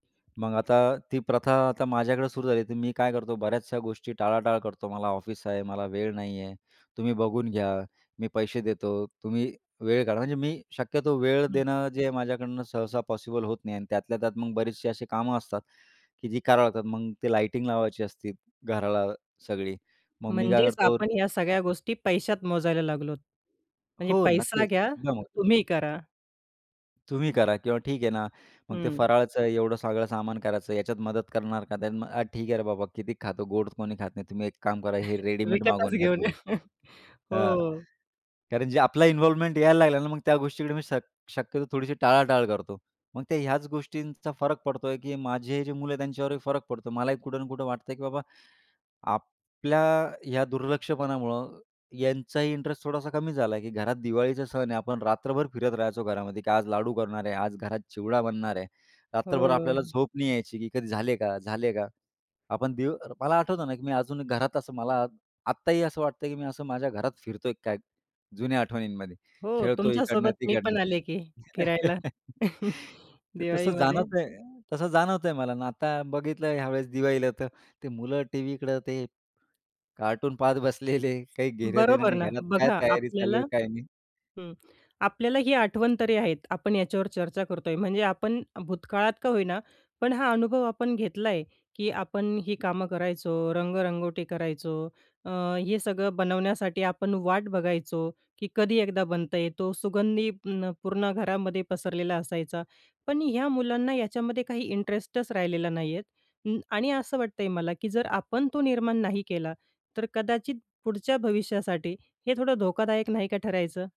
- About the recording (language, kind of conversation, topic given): Marathi, podcast, कुठल्या सणाला तुमच्या घरात सर्वाधिक खास उत्साह असतो?
- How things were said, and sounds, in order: tapping; other noise; other background noise; chuckle; laughing while speaking: "विकतच घेऊन या"; chuckle; chuckle; laughing while speaking: "बसलेले"